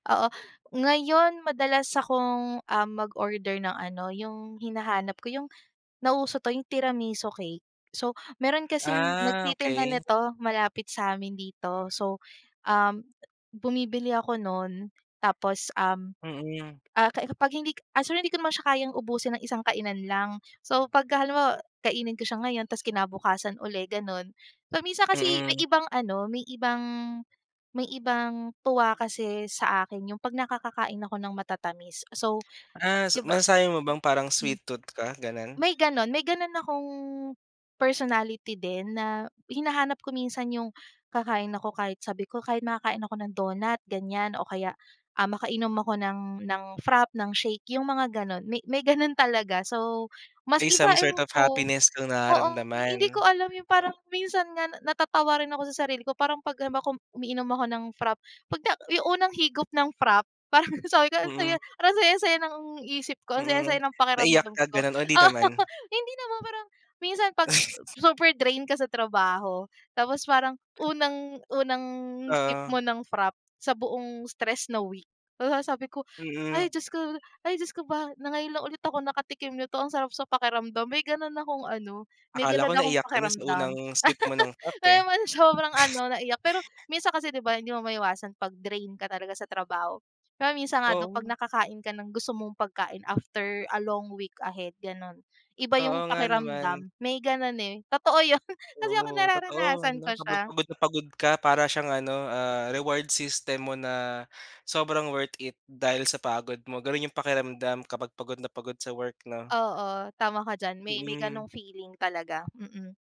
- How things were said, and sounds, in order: other background noise; other noise; tapping; snort; dog barking; laughing while speaking: "parang"; laughing while speaking: "Oo, hindi naman"; laugh; snort; laugh; snort; snort
- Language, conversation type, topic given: Filipino, podcast, Ano ang simpleng ginagawa mo para hindi maramdaman ang pag-iisa?